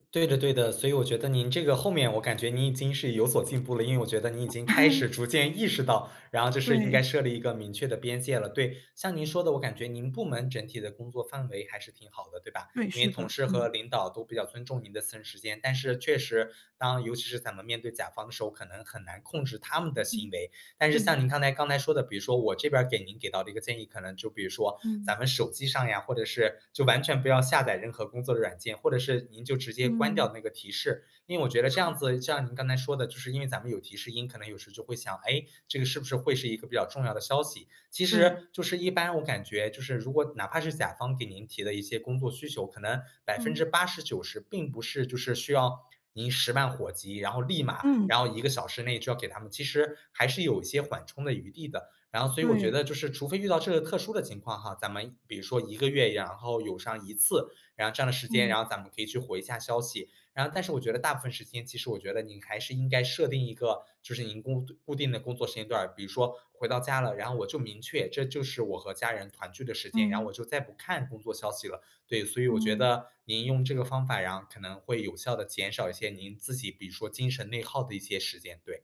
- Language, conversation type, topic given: Chinese, advice, 我该如何安排工作与生活的时间，才能每天更平衡、压力更小？
- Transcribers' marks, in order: other background noise; chuckle